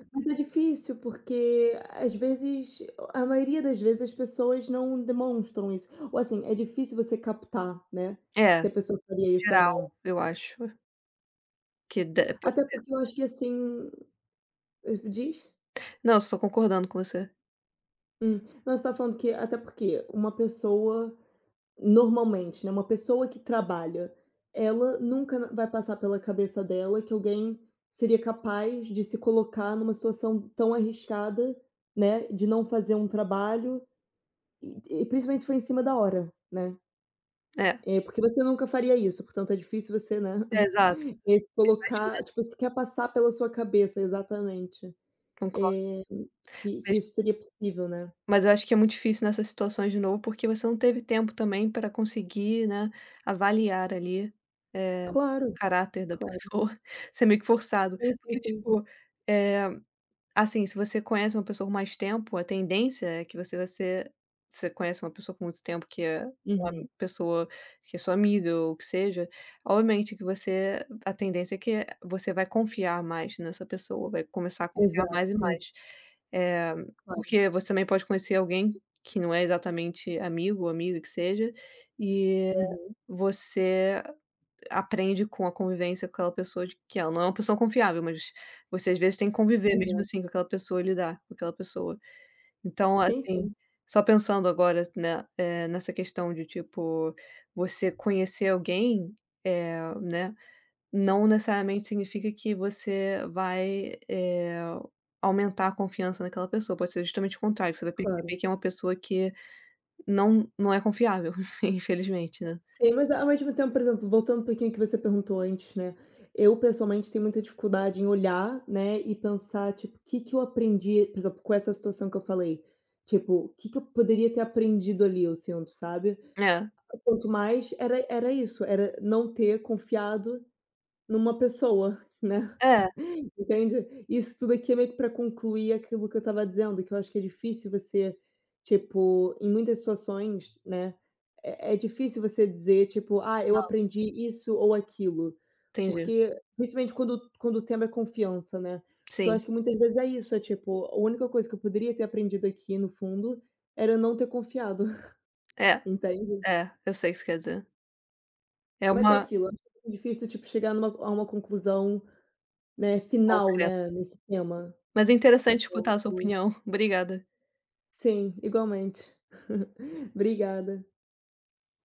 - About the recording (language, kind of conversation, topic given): Portuguese, unstructured, O que faz alguém ser uma pessoa confiável?
- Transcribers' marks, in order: chuckle; chuckle; tapping; chuckle; other background noise; chuckle; chuckle; chuckle